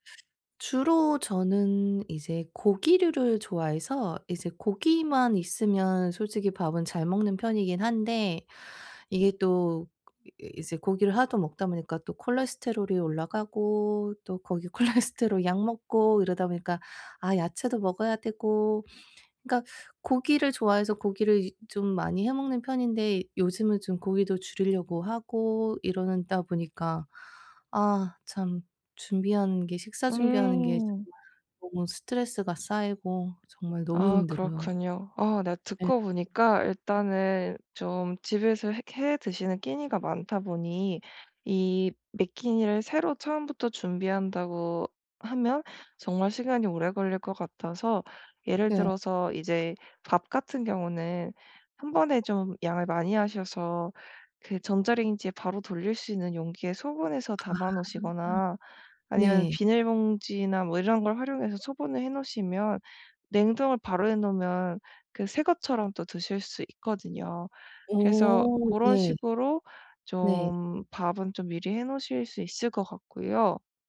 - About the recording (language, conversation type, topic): Korean, advice, 바쁜 일상에서 시간을 절약하면서 건강한 식사를 어떻게 준비할까요?
- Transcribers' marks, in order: other background noise; laughing while speaking: "콜레스테롤"